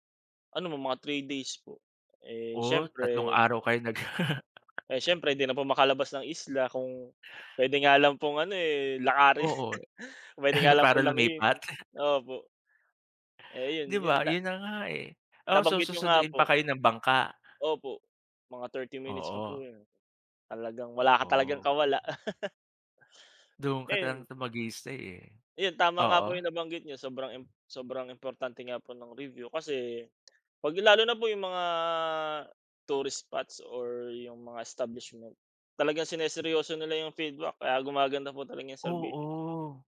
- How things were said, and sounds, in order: laugh; chuckle; laugh; laugh
- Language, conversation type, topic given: Filipino, unstructured, Ano ang nangyari sa isang paglilibot na ikinasama ng loob mo?